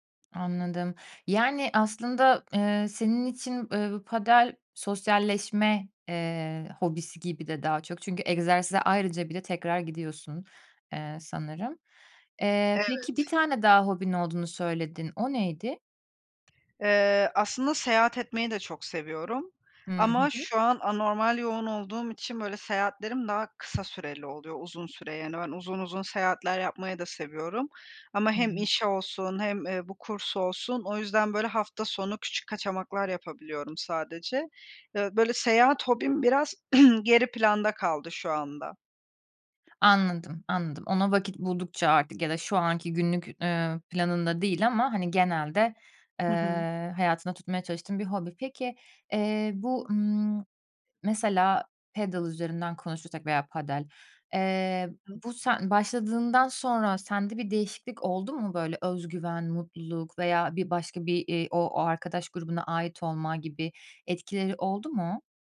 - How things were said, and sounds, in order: in Spanish: "padel"; tapping; unintelligible speech; throat clearing; "padel" said as "pedıl"; unintelligible speech
- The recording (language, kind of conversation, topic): Turkish, podcast, Hobiler kişisel tatmini ne ölçüde etkiler?